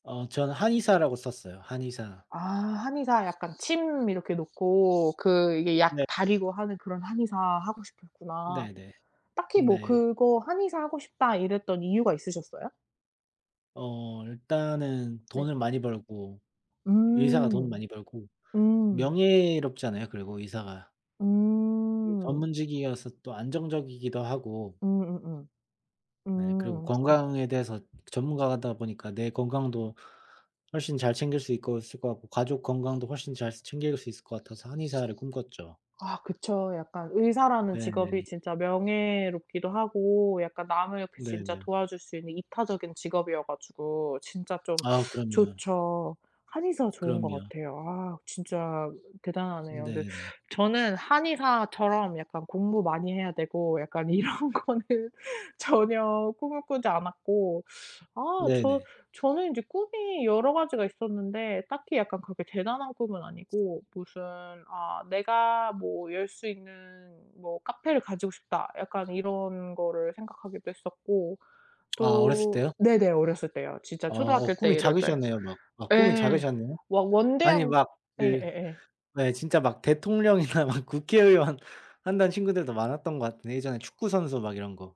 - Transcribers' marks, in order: tapping; other background noise; laughing while speaking: "이런 거는"; laughing while speaking: "대통령이나"
- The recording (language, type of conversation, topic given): Korean, unstructured, 꿈꾸는 직업이 있으신가요, 그 이유는 무엇인가요?